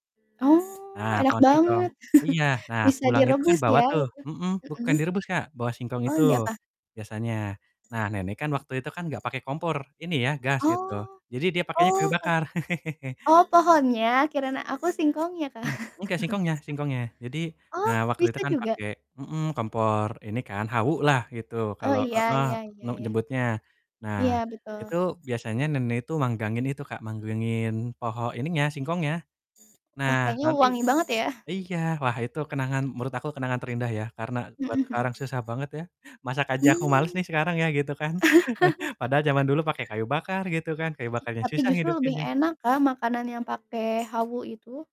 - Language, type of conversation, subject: Indonesian, unstructured, Bagaimana makanan memengaruhi kenangan terindahmu?
- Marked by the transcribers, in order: mechanical hum; chuckle; chuckle; throat clearing; chuckle; static; "pohon" said as "poho"; chuckle; unintelligible speech